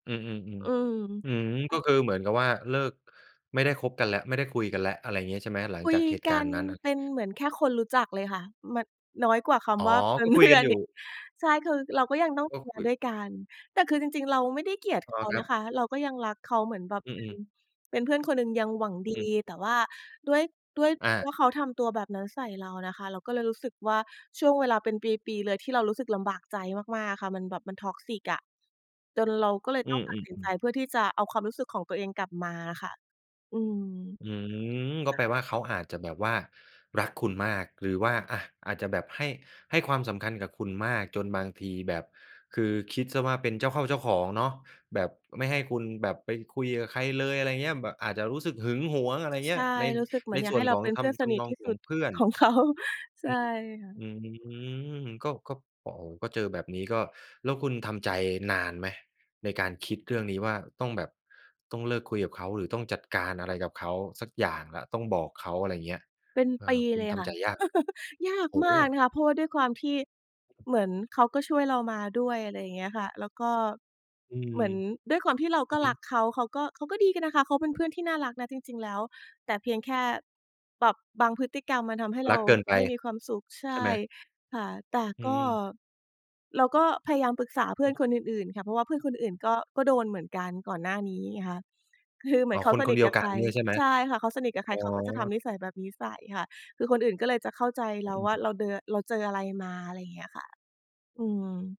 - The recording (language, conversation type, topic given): Thai, podcast, คุณคิดว่าเพื่อนแท้ควรเป็นแบบไหน?
- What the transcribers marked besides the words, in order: other background noise; laughing while speaking: "เพื่อนอีก"; in English: "Toxic"; tapping; laughing while speaking: "ของเขา"; drawn out: "อืม"; laugh